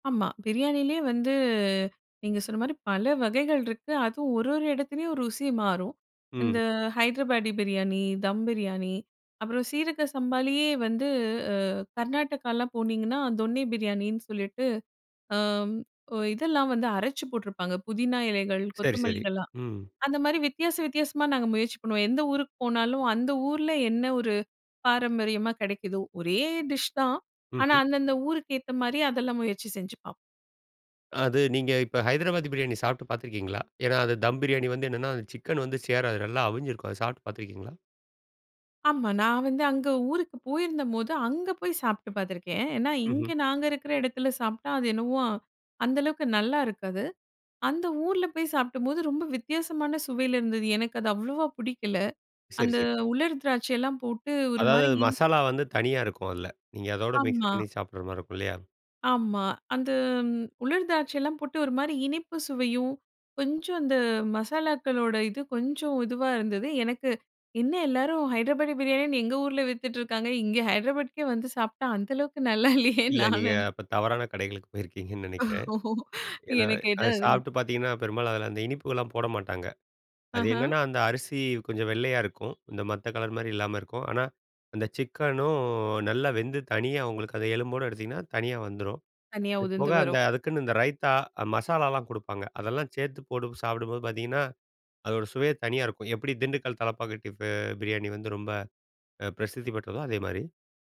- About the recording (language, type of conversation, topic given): Tamil, podcast, உங்களுக்கு மனதுக்கு ஆறுதல் தரும் உணவு எது, ஏன்?
- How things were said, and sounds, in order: laughing while speaking: "இங்கே ஹைட்ராபாட்க்கே வந்து சாப்ட்டா, அந்த அளவுக்கு நல்லா இல்லையேன்னு நான் நென"; laugh